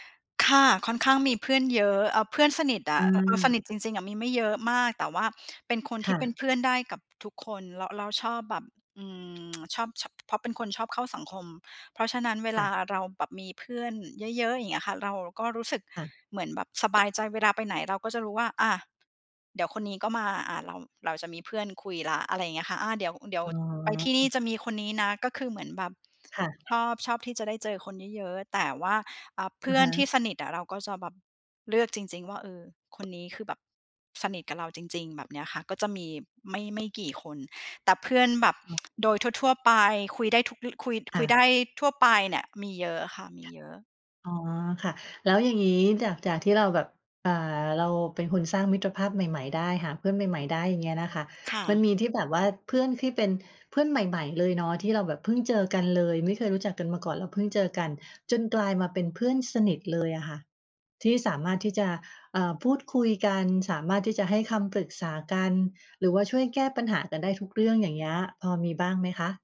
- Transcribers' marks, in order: stressed: "ค่ะ"; tsk; tsk; other background noise
- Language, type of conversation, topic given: Thai, podcast, บอกวิธีสร้างมิตรภาพใหม่ให้ฟังหน่อยได้ไหม?